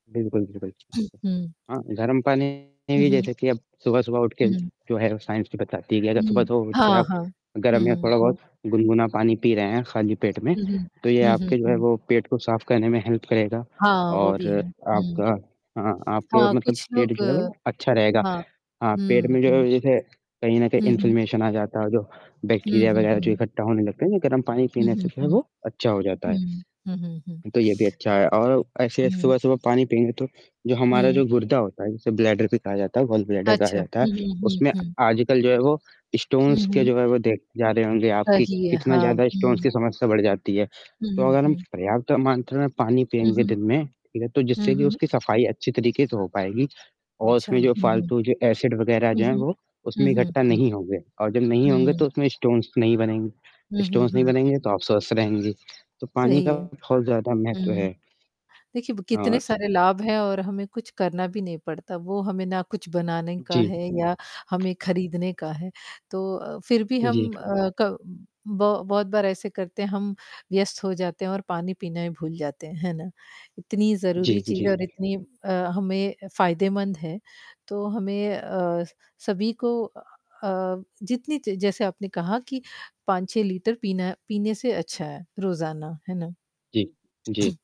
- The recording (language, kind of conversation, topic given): Hindi, unstructured, स्वस्थ रहने के लिए पानी पीना क्यों ज़रूरी है?
- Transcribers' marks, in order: static; throat clearing; distorted speech; bird; in English: "हेल्प"; in English: "इन्फ्लेमेशन"; in English: "बैक्टीरिया"; in English: "ब्लैडर"; in English: "गॉल ब्लैडर"; in English: "स्टोन्स"; in English: "स्टोन्स"; in English: "एसिड"; in English: "स्टोन्स"; in English: "स्टोन्स"; tapping; other background noise; throat clearing